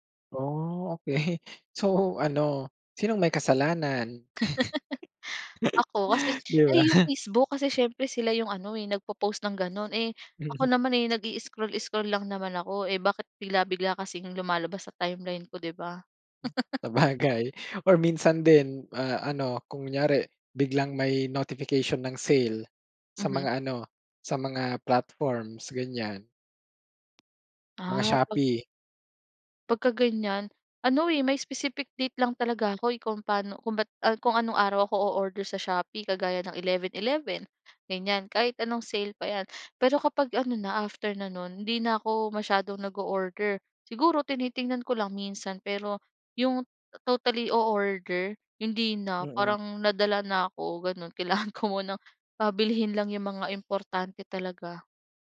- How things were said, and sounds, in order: laughing while speaking: "okey. So"; laugh; laughing while speaking: "ba?"; other noise; tapping; laughing while speaking: "Mhm"; other background noise; laughing while speaking: "Sabagay"; in English: "specific date"; laughing while speaking: "kailangan"
- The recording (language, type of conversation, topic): Filipino, podcast, Ano ang karaniwan mong ginagawa sa telepono mo bago ka matulog?